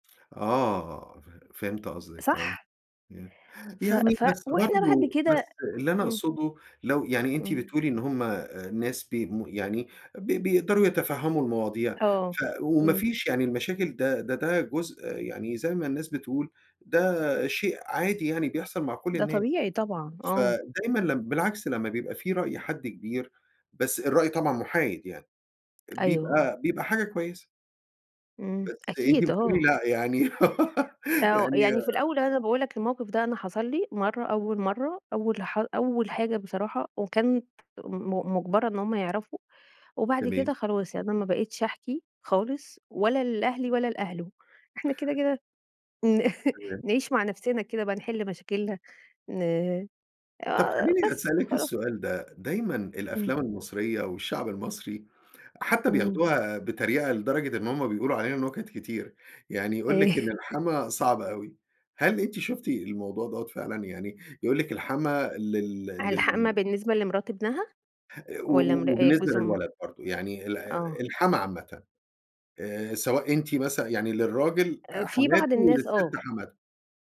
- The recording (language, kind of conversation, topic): Arabic, podcast, إزاي بتحط حدود مع أهل الشريك من غير ما تجرح حد؟
- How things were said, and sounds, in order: laughing while speaking: "يعني يعني"; laugh; other background noise; tapping; laughing while speaking: "إيه؟"